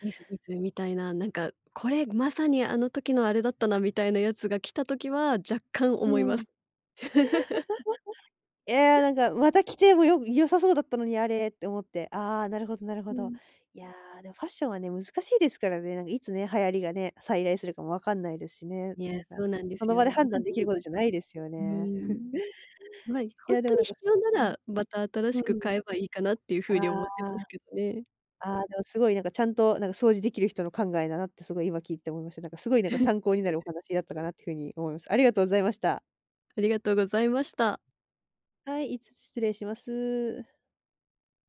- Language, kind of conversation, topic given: Japanese, podcast, 物を減らすとき、どんな基準で手放すかを決めていますか？
- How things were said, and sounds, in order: unintelligible speech; laugh; chuckle; chuckle